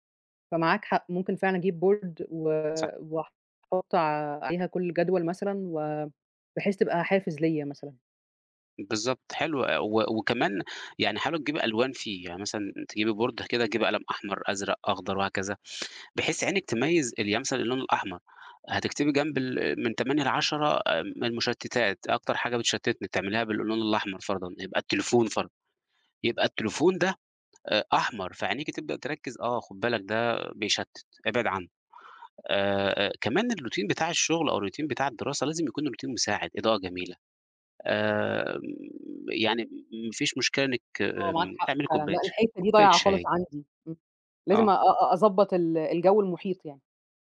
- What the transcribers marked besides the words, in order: in English: "board"; in English: "board"; in English: "الروتين"; in English: "الروتين"; in English: "الروتين"; tapping
- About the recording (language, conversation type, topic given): Arabic, advice, ليه بفضل أأجل مهام مهمة رغم إني ناوي أخلصها؟